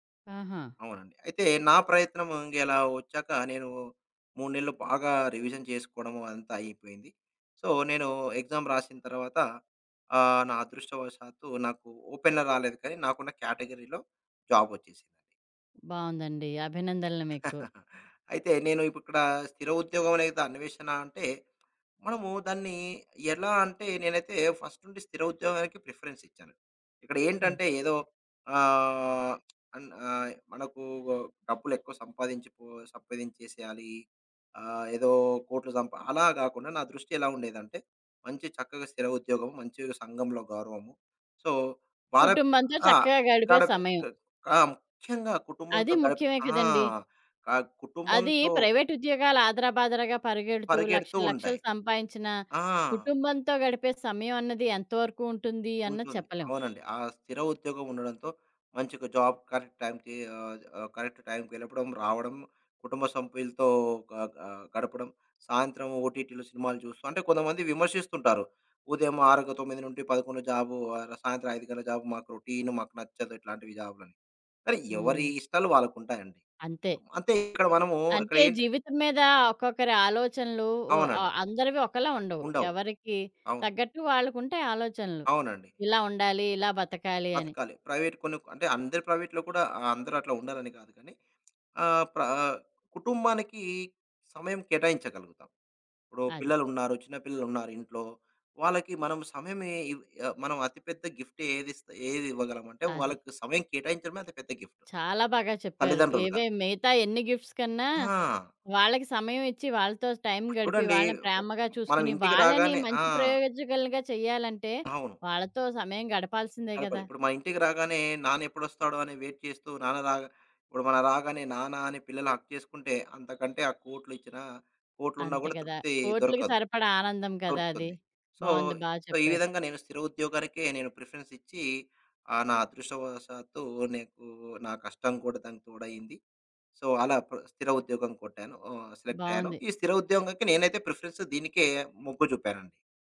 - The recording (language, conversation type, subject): Telugu, podcast, స్థిర ఉద్యోగం ఎంచుకోవాలా, లేదా కొత్త అవకాశాలను స్వేచ్ఛగా అన్వేషించాలా—మీకు ఏది ఇష్టం?
- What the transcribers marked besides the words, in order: in English: "రివిజన్"; in English: "సో"; in English: "ఎగ్జామ్"; in English: "ఓపెన్‌గా"; in English: "కేటగిరీలో"; chuckle; tapping; in English: "ఫస్ట్"; in English: "ప్రిఫరెన్స్"; in English: "సో"; in English: "ప్రైవేట్"; horn; in English: "జాబ్ కరెక్ట్"; in English: "కరెక్ట్"; "వెళ్ళడం" said as "వెళపడం"; in English: "ఓటీటీలో"; other background noise; in English: "ప్రైవేట్"; in English: "ప్రైవేట్‌లో"; in English: "గిఫ్ట్"; in English: "గిఫ్ట్స్"; in English: "వెయిట్"; in English: "హగ్"; in English: "సో, సో"; in English: "ప్రిఫరెన్స్"; in English: "సో"; in English: "ప్రిఫరెన్స్"